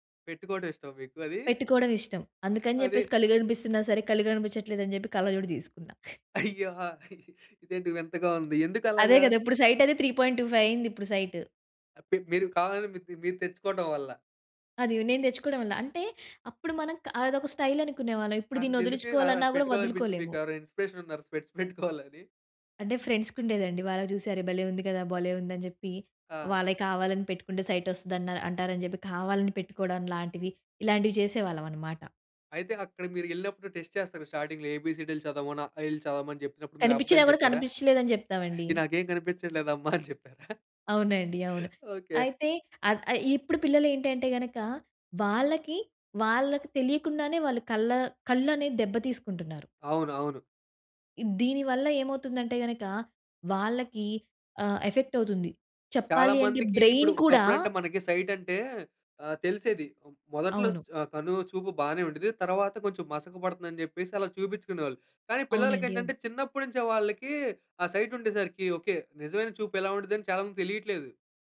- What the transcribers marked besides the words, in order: chuckle; laughing while speaking: "అయ్యా! ఇదేంటి వింతగా ఉంది. ఎందుకు అలాగా?"; in English: "త్రీ పాయింట్ టూఫైవ్"; in English: "సైట్"; in English: "స్టైల్"; in English: "ఇన్స్‌పిరేషన్"; in English: "స్పెక్ట్స్"; chuckle; in English: "సైట్"; in English: "టెస్ట్"; in English: "స్టార్టింగ్‌లో"; laughing while speaking: "అని చెప్పారా? ఓకె"; in English: "ఎఫెక్ట్"; in English: "బ్రైన్"; in English: "సైట్"; in English: "సైట్"
- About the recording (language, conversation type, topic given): Telugu, podcast, పిల్లల ఫోన్ వినియోగ సమయాన్ని పర్యవేక్షించాలా వద్దా అనే విషయంలో మీరు ఎలా నిర్ణయం తీసుకుంటారు?